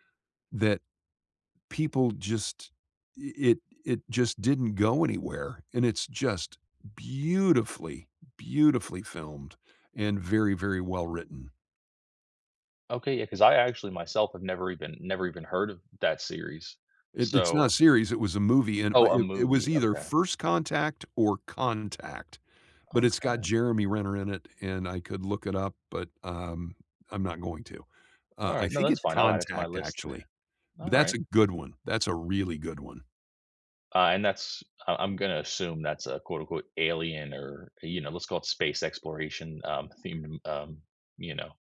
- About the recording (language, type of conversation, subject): English, unstructured, Which underrated TV series would you recommend to everyone, and what makes it worth sharing?
- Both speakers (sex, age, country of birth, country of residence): male, 25-29, United States, United States; male, 65-69, United States, United States
- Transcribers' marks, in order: stressed: "beautifully"; chuckle